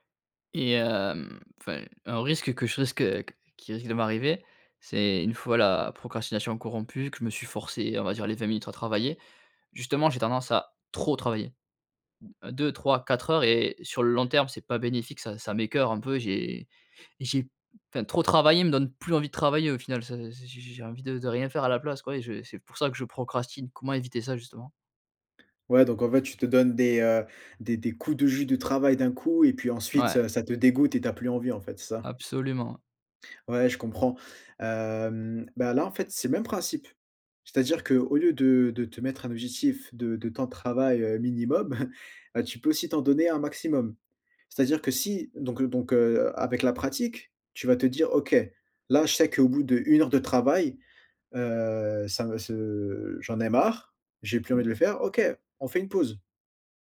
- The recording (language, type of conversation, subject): French, advice, Pourquoi ai-je tendance à procrastiner avant d’accomplir des tâches importantes ?
- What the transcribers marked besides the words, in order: stressed: "trop"; other background noise; chuckle